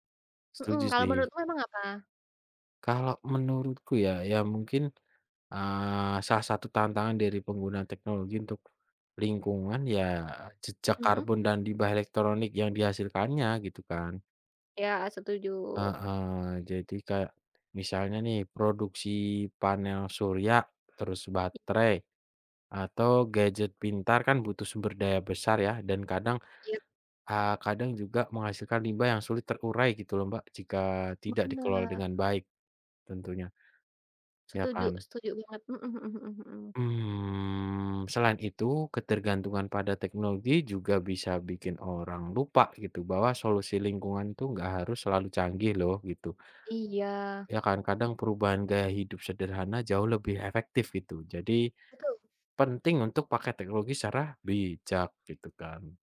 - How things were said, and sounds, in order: drawn out: "Mmm"; other background noise
- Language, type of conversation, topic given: Indonesian, unstructured, Bagaimana peran teknologi dalam menjaga kelestarian lingkungan saat ini?